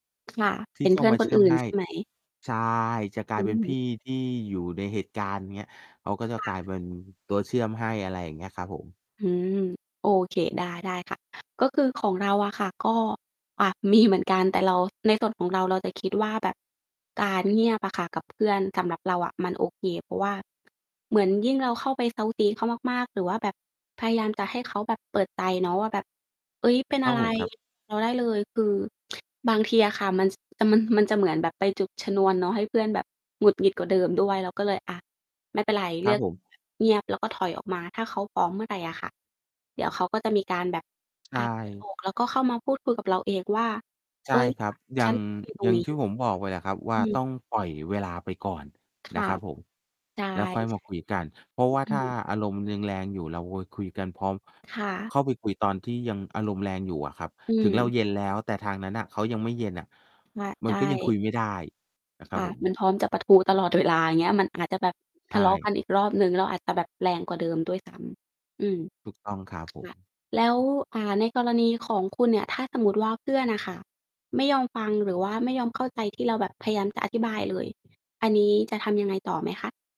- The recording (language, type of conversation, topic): Thai, unstructured, คุณเคยมีความขัดแย้งกับเพื่อนแล้วแก้ไขอย่างไร?
- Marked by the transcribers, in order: tapping; distorted speech; static; laughing while speaking: "มี"; other noise; laughing while speaking: "เวลา"